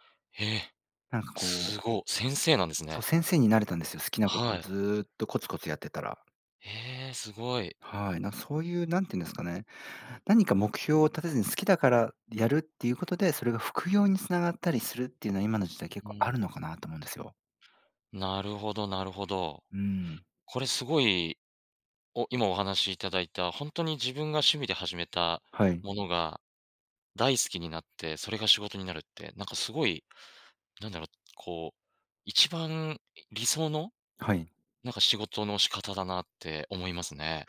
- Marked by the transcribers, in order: none
- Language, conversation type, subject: Japanese, podcast, 好きなことを仕事にするコツはありますか？